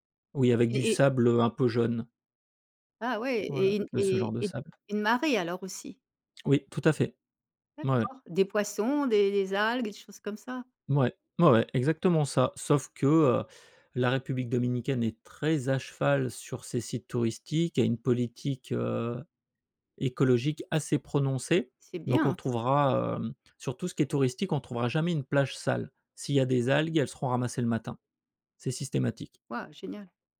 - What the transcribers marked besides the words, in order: stressed: "assez"
- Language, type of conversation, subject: French, podcast, Quelle expérience de voyage t’a le plus marqué(e) ?